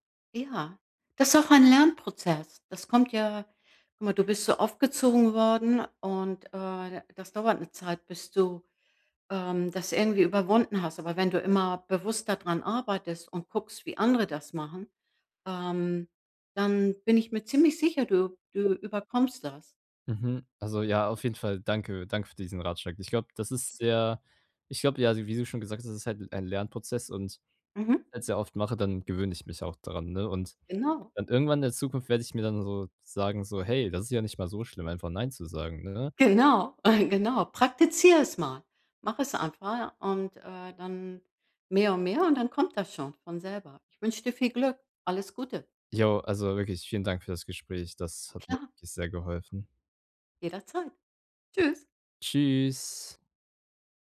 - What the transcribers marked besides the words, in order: other background noise
- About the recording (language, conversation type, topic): German, advice, Wie kann ich höflich Nein zu Einladungen sagen, ohne Schuldgefühle zu haben?